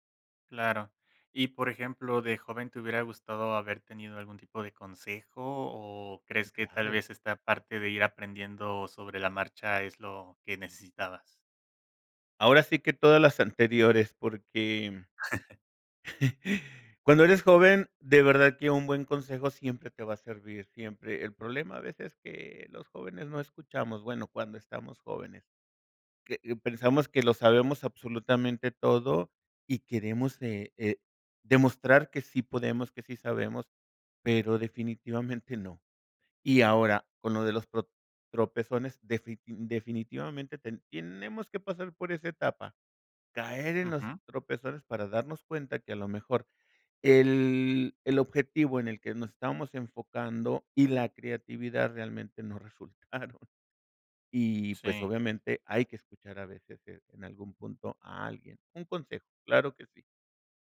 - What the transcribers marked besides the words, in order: chuckle; laughing while speaking: "resultaron"
- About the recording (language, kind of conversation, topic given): Spanish, podcast, ¿Cómo ha cambiado tu creatividad con el tiempo?